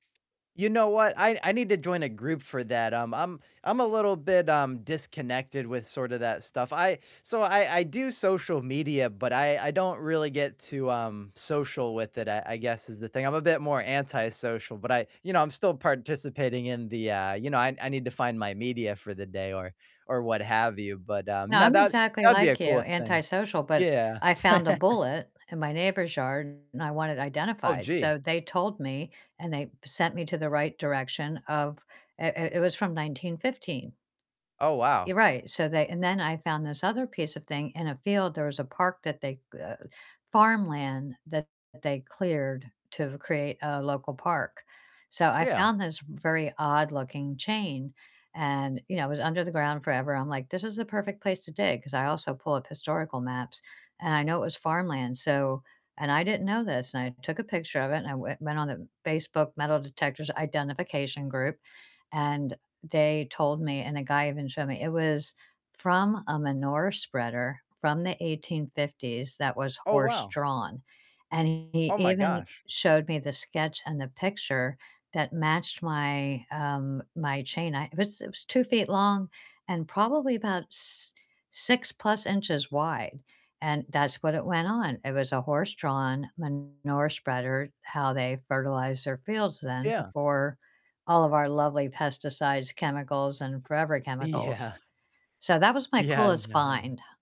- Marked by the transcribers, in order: other background noise; chuckle; distorted speech; laughing while speaking: "Yeah"; laughing while speaking: "Yeah"
- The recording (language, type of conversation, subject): English, unstructured, What local hidden gem would you be excited to share with a friend, and why?
- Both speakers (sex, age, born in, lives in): female, 60-64, United States, United States; male, 30-34, United States, United States